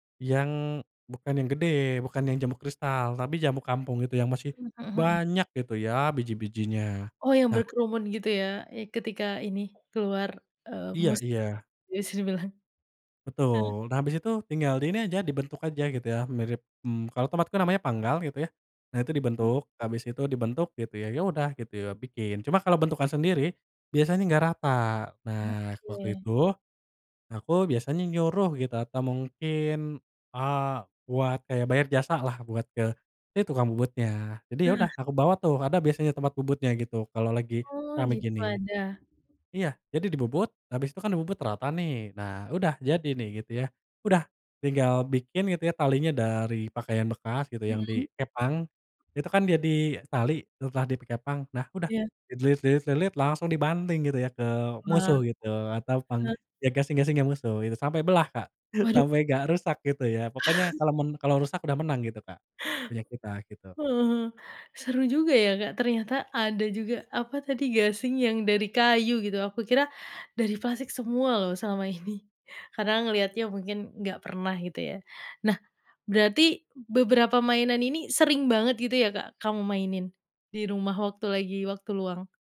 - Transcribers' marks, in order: stressed: "banyak"; laughing while speaking: "Bisa dibilang"; tapping; unintelligible speech; chuckle; laughing while speaking: "ini"
- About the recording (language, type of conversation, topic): Indonesian, podcast, Apa mainan favoritmu saat kecil?